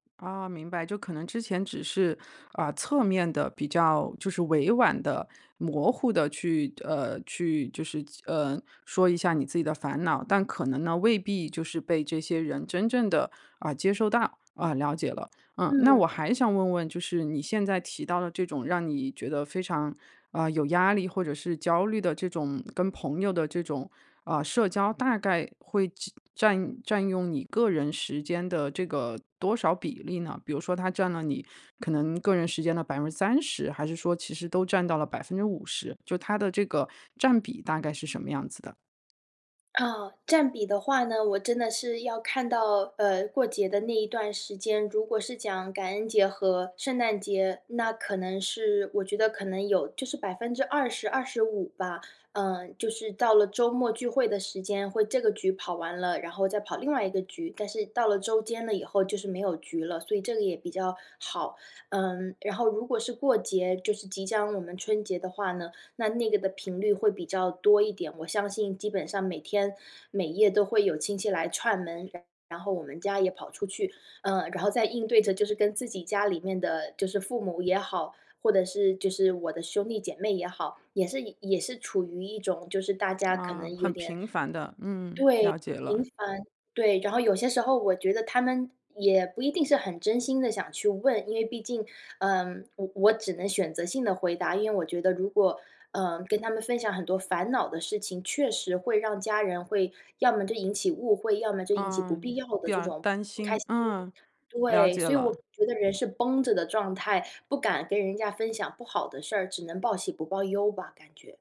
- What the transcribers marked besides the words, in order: tapping; "频繁" said as "平凡"; other background noise
- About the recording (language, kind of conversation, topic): Chinese, advice, 我該如何在社交和獨處之間找到平衡？